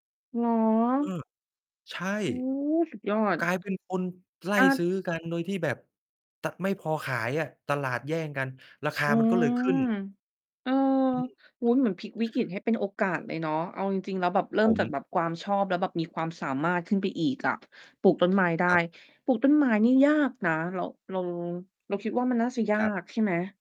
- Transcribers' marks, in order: tapping; distorted speech; other background noise
- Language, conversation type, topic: Thai, podcast, คุณเคยเปลี่ยนงานอดิเรกให้กลายเป็นรายได้ไหม ช่วยเล่าให้ฟังหน่อยได้ไหม?